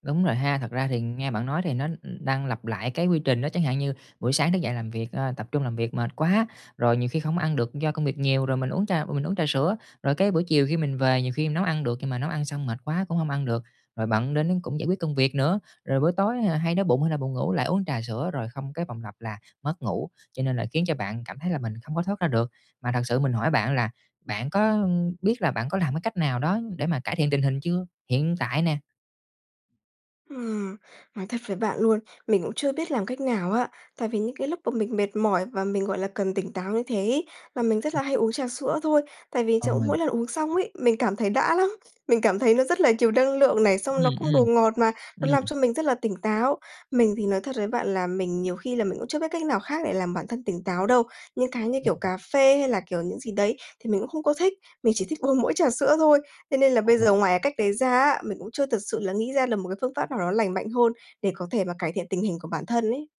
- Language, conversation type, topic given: Vietnamese, advice, Vì sao tôi hay trằn trọc sau khi uống cà phê hoặc rượu vào buổi tối?
- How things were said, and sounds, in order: other background noise